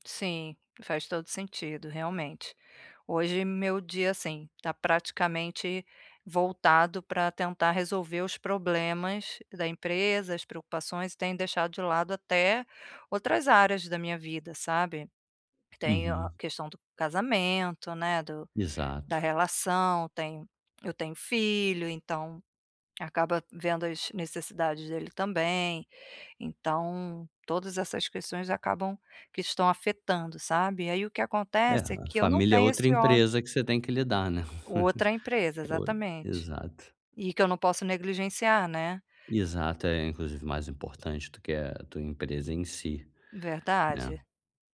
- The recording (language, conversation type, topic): Portuguese, advice, Como é a sua rotina relaxante antes de dormir?
- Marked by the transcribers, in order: laugh